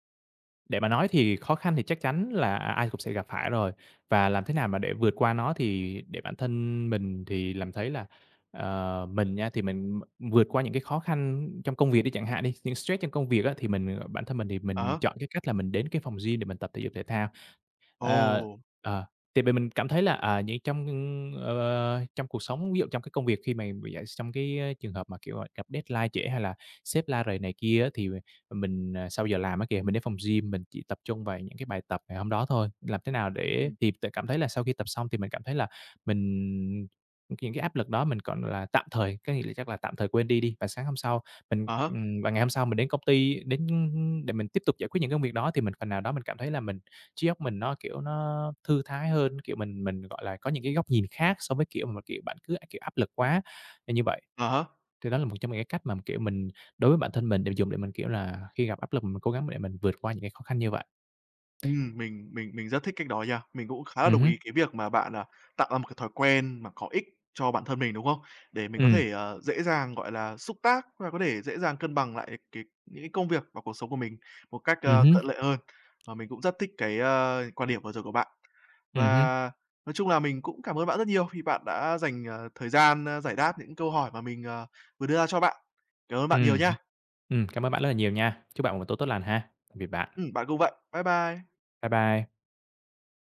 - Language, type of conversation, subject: Vietnamese, podcast, Bạn cân bằng công việc và cuộc sống như thế nào?
- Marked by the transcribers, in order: other background noise; tapping; in English: "deadline"